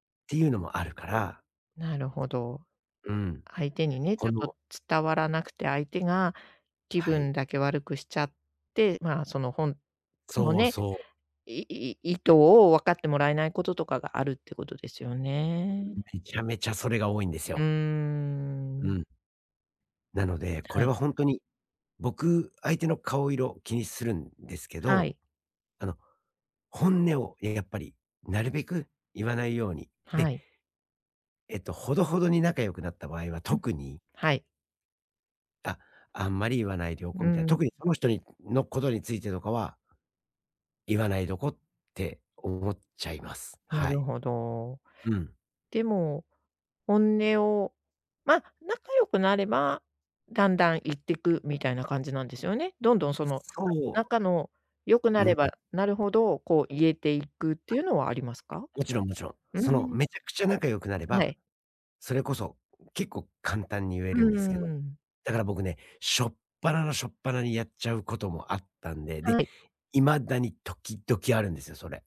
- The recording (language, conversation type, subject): Japanese, advice, 相手の反応を気にして本音を出せないとき、自然に話すにはどうすればいいですか？
- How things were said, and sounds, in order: other background noise; drawn out: "うーん"